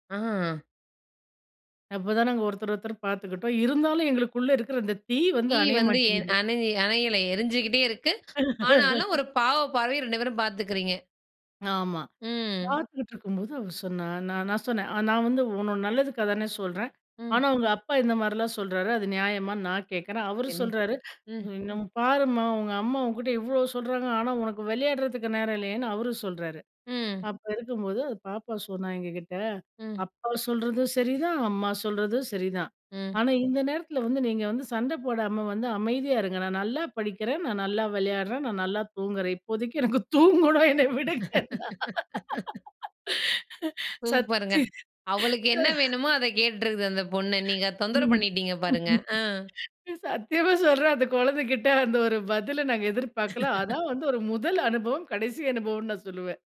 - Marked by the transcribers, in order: laugh; laugh; laughing while speaking: "இப்போதைக்கு எனக்கு தூங்கணும் என்ன விடுங்கன்னா. சத்தி"; laughing while speaking: "ம். சத்தியமா சொல்றேன், அந்த கொழந்தைகிட்ட … அனுபவம்னு நான் சொல்லுவேன்"; laugh
- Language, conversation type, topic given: Tamil, podcast, தந்தையும் தாயும் ஒரே விஷயத்தில் வெவ்வேறு கருத்துகளில் இருந்தால் அதை எப்படி சமாளிப்பது?